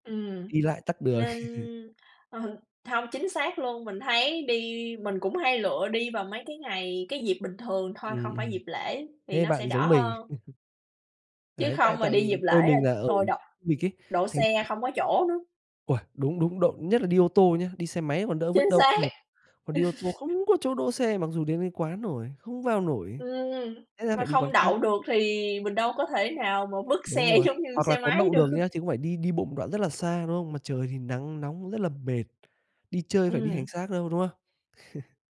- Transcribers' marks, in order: tapping; laughing while speaking: "ờ"; chuckle; chuckle; laughing while speaking: "Chính xác!"; chuckle; laughing while speaking: "giống như xe máy được"; chuckle
- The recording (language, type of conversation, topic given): Vietnamese, unstructured, Bạn nghĩ thế nào về việc các nhà hàng tăng giá món ăn trong mùa lễ?